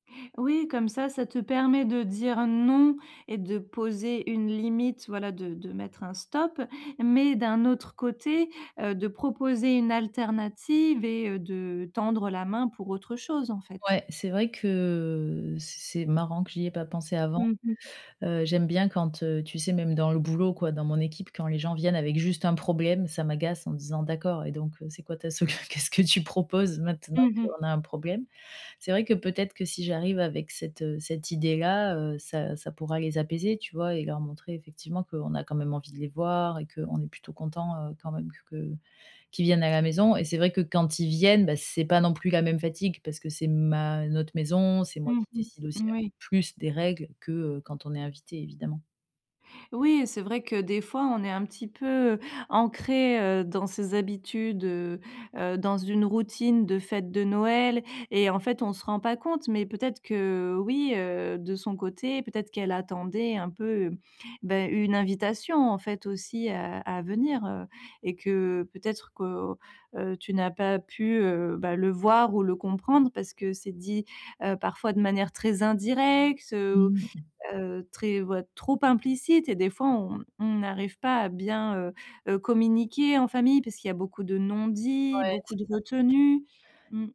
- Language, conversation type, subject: French, advice, Comment dire non à ma famille sans me sentir obligé ?
- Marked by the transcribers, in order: drawn out: "que"; laughing while speaking: "qu'est-ce que tu proposes"; other background noise